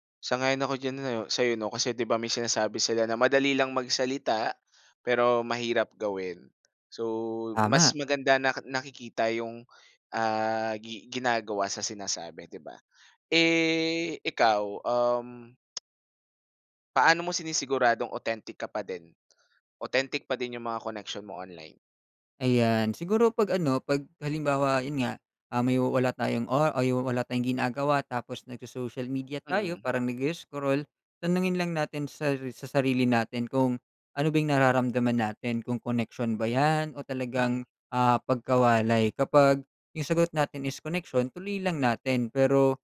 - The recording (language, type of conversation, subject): Filipino, podcast, Ano ang papel ng midyang panlipunan sa pakiramdam mo ng pagkakaugnay sa iba?
- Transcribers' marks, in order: other background noise; tapping